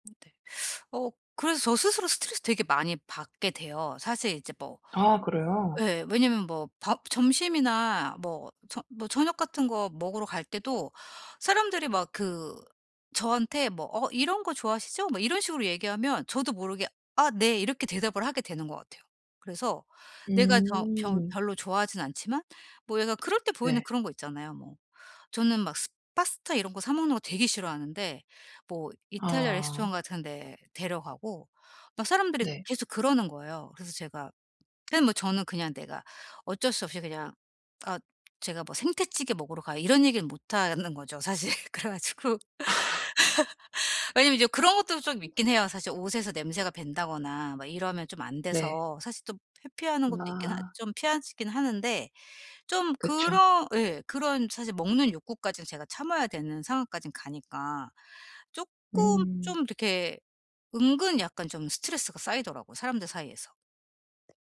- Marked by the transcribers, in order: tapping; other background noise; laugh; laughing while speaking: "사실. 그래 가지고"; laugh
- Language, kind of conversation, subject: Korean, advice, 남들이 기대하는 모습과 제 진짜 욕구를 어떻게 조율할 수 있을까요?